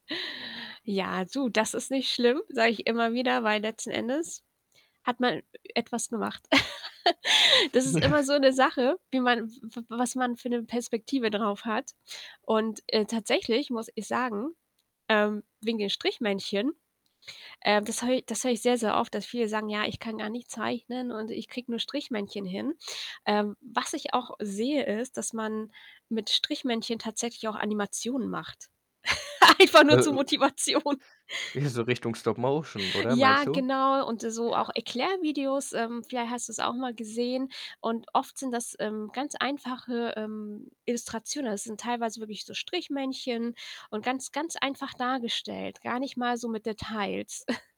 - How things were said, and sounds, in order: other background noise; static; laugh; laughing while speaking: "Ja"; laugh; laughing while speaking: "einfach nur zur Motivation"; in English: "Stop-Motion"; chuckle
- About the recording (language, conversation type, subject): German, unstructured, Was regt dich auf, wenn andere dein Hobby oder dein Können kritisieren?
- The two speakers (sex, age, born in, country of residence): female, 35-39, Germany, Germany; male, 18-19, Germany, Germany